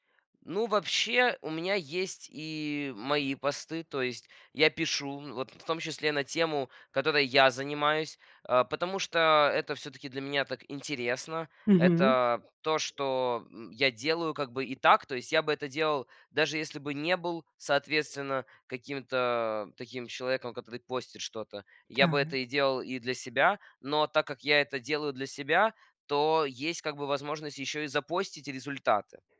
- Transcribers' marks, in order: tapping; other background noise
- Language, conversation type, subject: Russian, podcast, Как социальные сети влияют на твой творческий процесс?